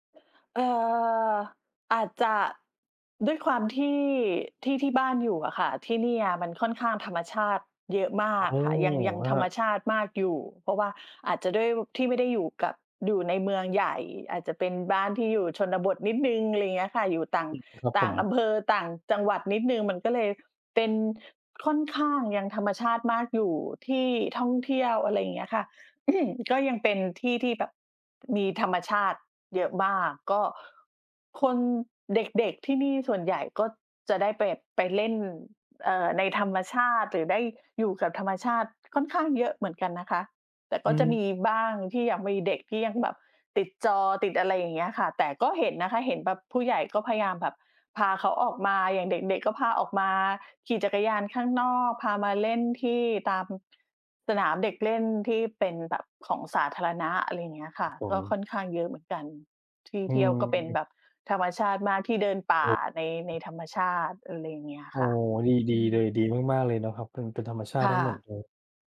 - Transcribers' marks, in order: throat clearing; other background noise; tapping
- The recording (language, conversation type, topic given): Thai, unstructured, คุณคิดว่าการใช้สื่อสังคมออนไลน์มากเกินไปทำให้เสียสมาธิไหม?